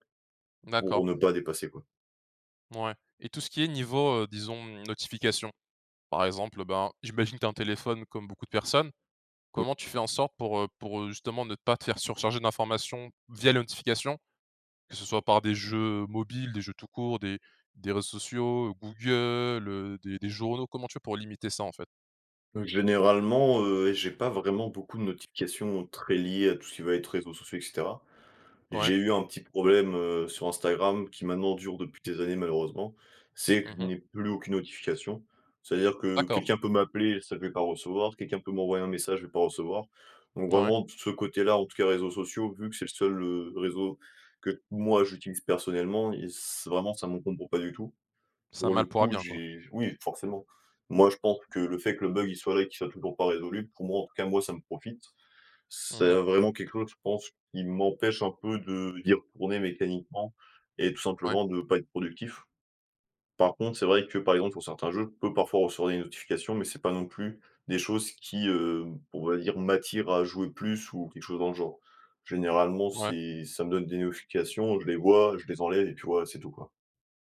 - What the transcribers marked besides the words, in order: other background noise; stressed: "moi"
- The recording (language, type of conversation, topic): French, podcast, Comment poses-tu des limites au numérique dans ta vie personnelle ?